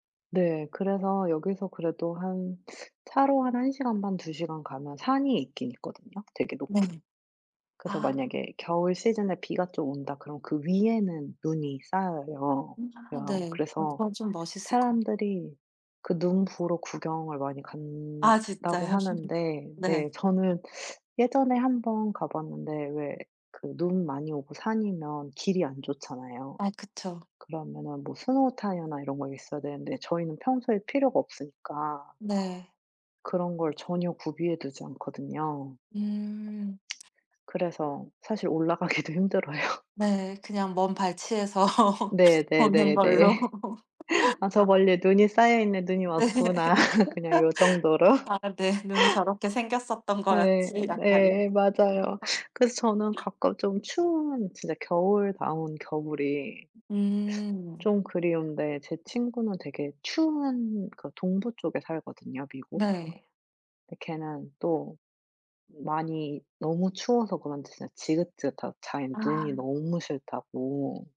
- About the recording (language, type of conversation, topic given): Korean, unstructured, 여름과 겨울 중 어느 계절을 더 좋아하시나요?
- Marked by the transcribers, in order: tapping; other background noise; laughing while speaking: "올라가기도 힘들어요"; laughing while speaking: "발치에서 보는 걸로"; laughing while speaking: "네네네네"; laugh; laughing while speaking: "네"; laughing while speaking: "왔구나.'"; laughing while speaking: "정도로"; unintelligible speech